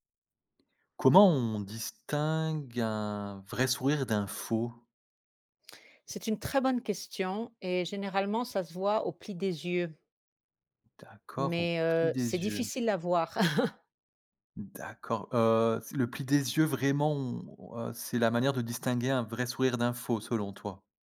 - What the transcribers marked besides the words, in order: chuckle
- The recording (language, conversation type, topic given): French, podcast, Comment distinguer un vrai sourire d’un sourire forcé ?